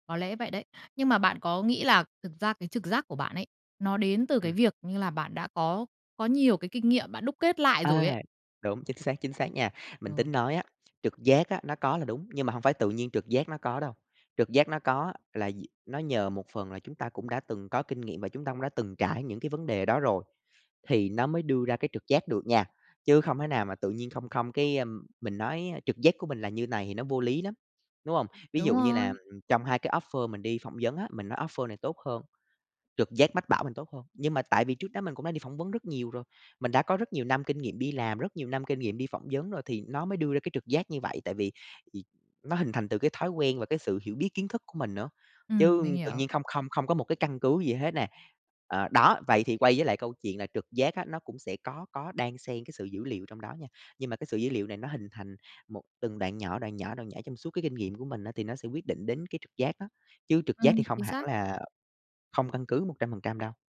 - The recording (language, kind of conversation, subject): Vietnamese, podcast, Nói thiệt, bạn thường quyết định dựa vào trực giác hay dữ liệu hơn?
- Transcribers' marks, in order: tapping; in English: "offer"; other background noise; in English: "offer"